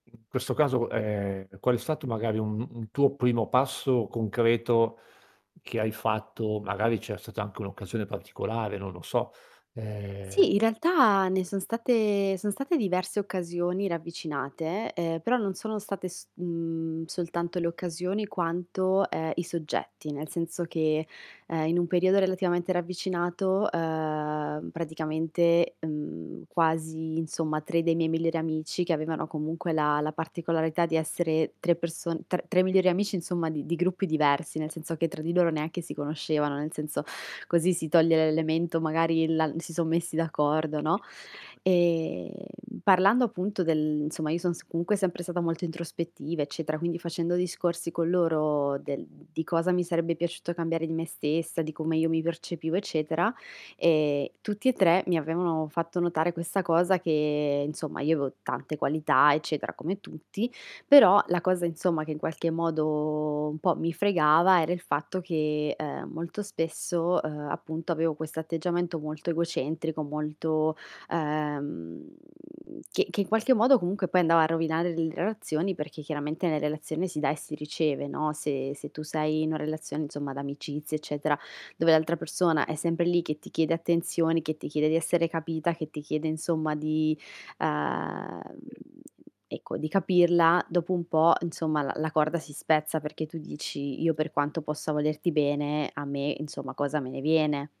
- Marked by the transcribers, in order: distorted speech; mechanical hum; background speech; other background noise; unintelligible speech; drawn out: "modo"; tapping
- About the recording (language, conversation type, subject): Italian, podcast, Raccontami di una volta in cui hai trasformato un errore in un’opportunità?
- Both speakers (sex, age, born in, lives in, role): female, 25-29, Italy, Italy, guest; male, 50-54, Italy, Italy, host